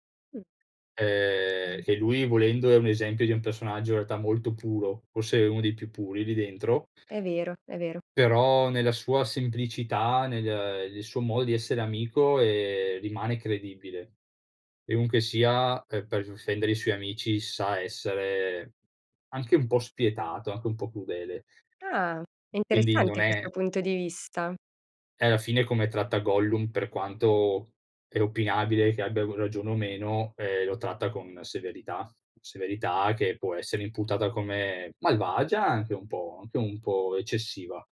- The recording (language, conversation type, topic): Italian, podcast, Raccontami del film che ti ha cambiato la vita
- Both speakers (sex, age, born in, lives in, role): female, 30-34, Italy, Italy, host; male, 30-34, Italy, Italy, guest
- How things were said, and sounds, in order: unintelligible speech; "difendere" said as "dfendere"; "ragione" said as "rogione"